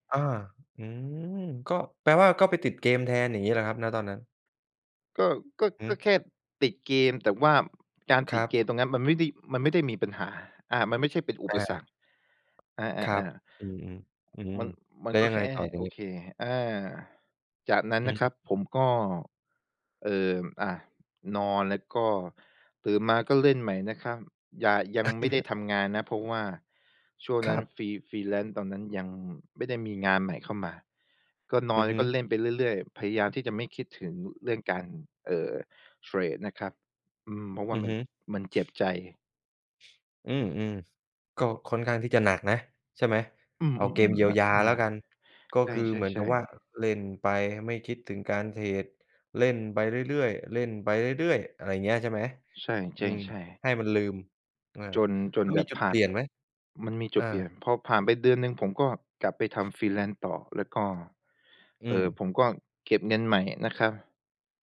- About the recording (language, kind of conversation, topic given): Thai, podcast, ทำยังไงถึงจะหาแรงจูงใจได้เมื่อรู้สึกท้อ?
- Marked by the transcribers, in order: other noise; chuckle; in English: "free freelance"; in English: "Freelance"